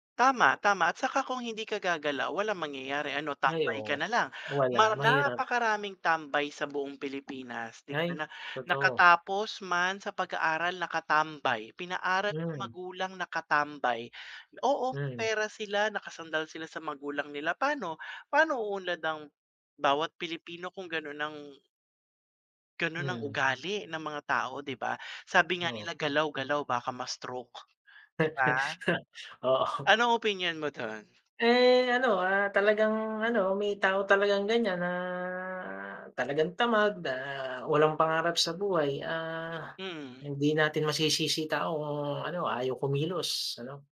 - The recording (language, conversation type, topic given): Filipino, unstructured, Paano nakaaapekto ang kahirapan sa buhay ng mga tao?
- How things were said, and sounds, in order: tapping; laugh; drawn out: "na"